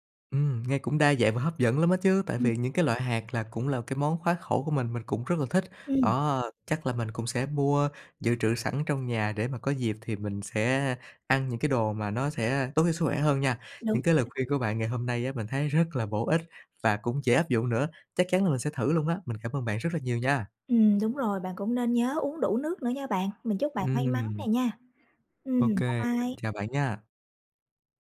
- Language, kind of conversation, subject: Vietnamese, advice, Bạn thường ăn theo cảm xúc như thế nào khi buồn hoặc căng thẳng?
- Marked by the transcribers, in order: tapping